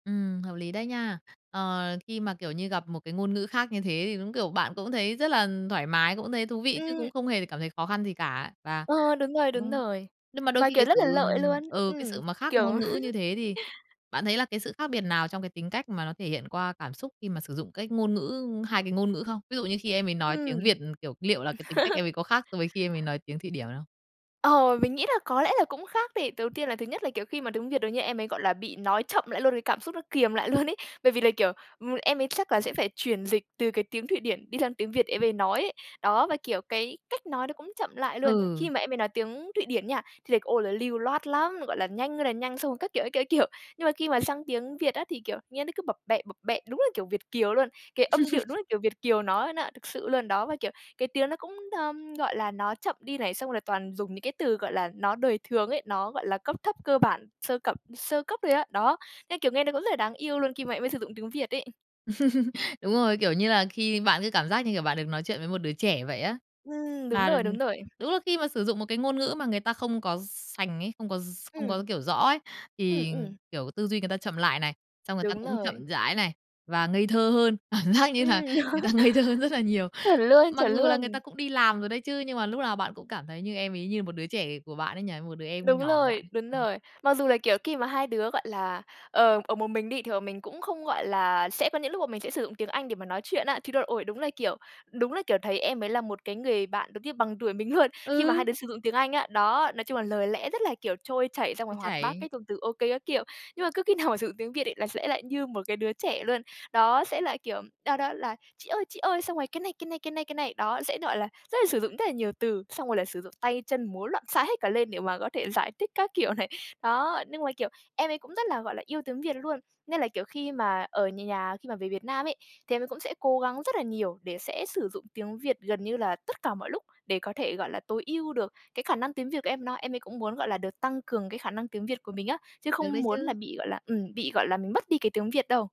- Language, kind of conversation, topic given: Vietnamese, podcast, Bạn có câu chuyện nào về việc dùng hai ngôn ngữ trong gia đình không?
- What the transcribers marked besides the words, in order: other background noise; laugh; tapping; laugh; laugh; laugh; laughing while speaking: "Cảm giác như là người ta ngây thơ hơn rất là nhiều"; laugh; laughing while speaking: "luôn"; put-on voice: "chị ơi, chị ơi"; laughing while speaking: "này"